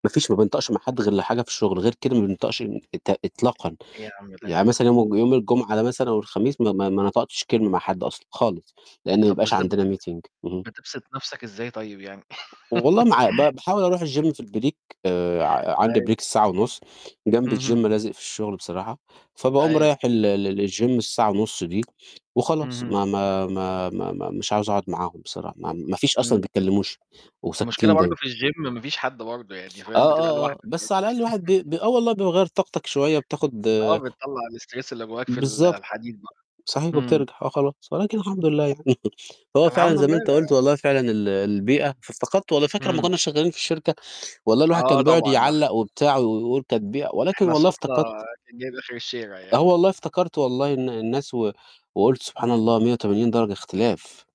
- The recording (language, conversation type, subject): Arabic, unstructured, إيه الحاجات البسيطة اللي بتفرّح قلبك كل يوم؟
- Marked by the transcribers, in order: other background noise; in English: "meeting"; tapping; in English: "الgym"; laugh; in English: "الbreak"; in English: "break"; in English: "الgym"; in English: "لالgym"; in English: "الgym"; chuckle; in English: "الstress"; laugh